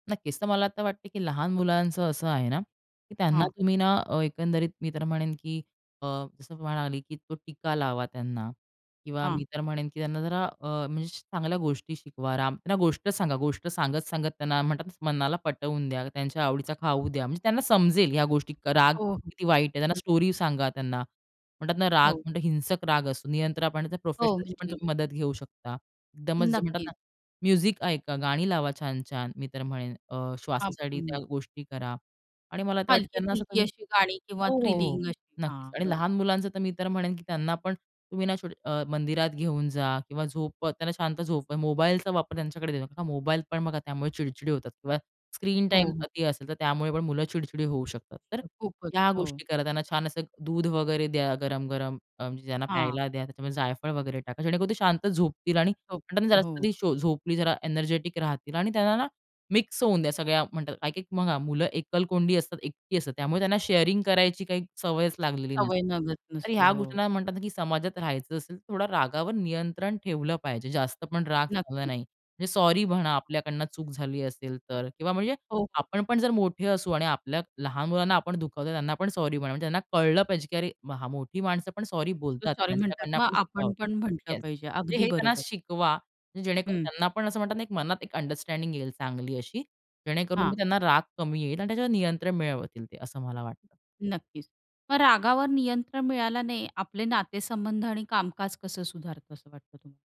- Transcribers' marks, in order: tapping; in English: "स्टोरी"; in English: "म्युझिक"; in English: "थ्रिलिंग"; unintelligible speech; background speech; in English: "एनर्जेटिक"; in English: "शेअरिंग"
- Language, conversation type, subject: Marathi, podcast, रागावर नियंत्रण मिळवण्यासाठी काय करता?